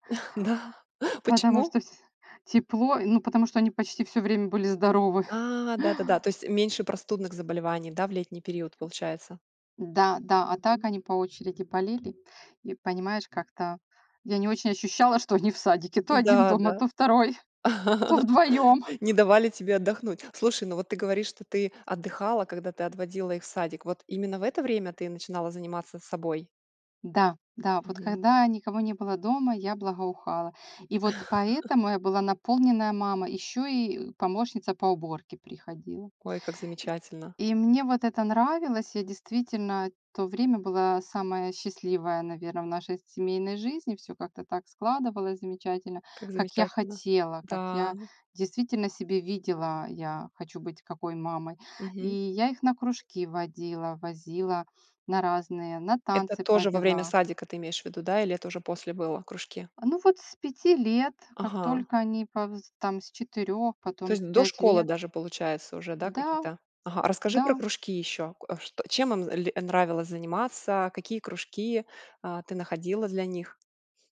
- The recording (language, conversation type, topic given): Russian, podcast, Что для тебя значит быть хорошим родителем?
- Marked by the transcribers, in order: chuckle; laughing while speaking: "Да"; other background noise; chuckle; laughing while speaking: "что они в садике: то один дома, то второй, то вдвоём"; laugh; laugh; tapping